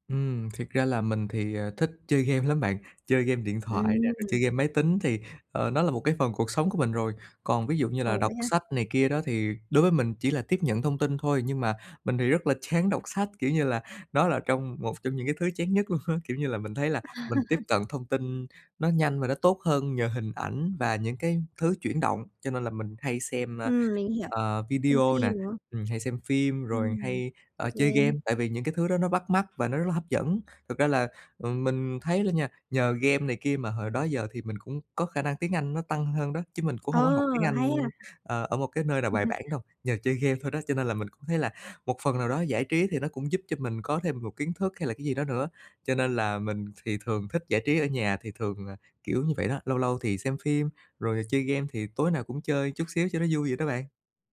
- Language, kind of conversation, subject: Vietnamese, advice, Làm thế nào để tránh bị xao nhãng khi đang thư giãn, giải trí?
- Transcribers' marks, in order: tapping; laughing while speaking: "game"; laughing while speaking: "luôn á"; laughing while speaking: "À"; other background noise